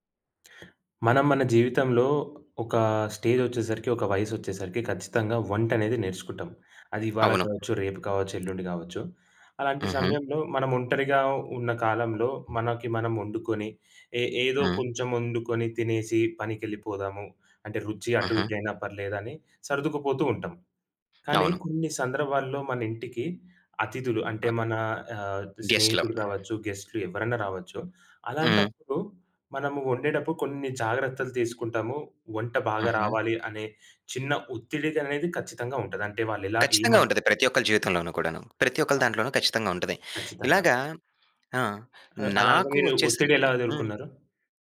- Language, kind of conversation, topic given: Telugu, podcast, అతిథుల కోసం వండేటప్పుడు ఒత్తిడిని ఎలా ఎదుర్కొంటారు?
- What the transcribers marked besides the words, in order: tapping; in English: "స్టేజ్"; other background noise; other noise; in English: "గెస్ట్‌లో"; "అనేది" said as "దనేది"